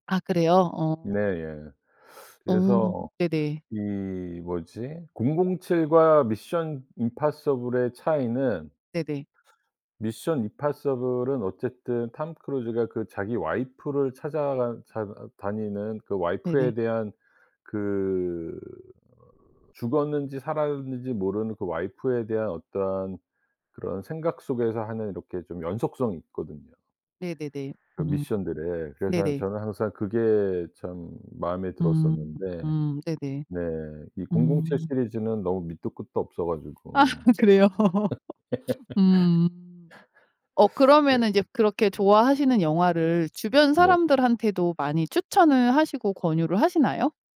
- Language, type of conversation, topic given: Korean, podcast, 가장 좋아하는 영화와 그 이유는 무엇인가요?
- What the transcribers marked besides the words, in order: laughing while speaking: "아 그래요"; laugh; laugh; other background noise